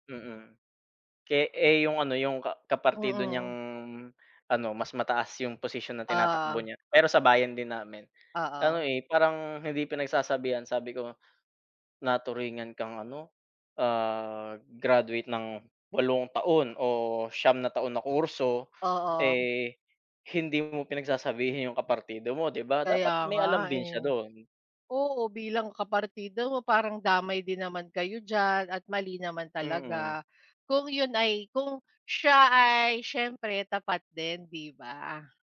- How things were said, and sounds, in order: other background noise; tapping
- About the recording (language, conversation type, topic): Filipino, unstructured, Ano ang nararamdaman mo kapag may mga isyu ng pandaraya sa eleksiyon?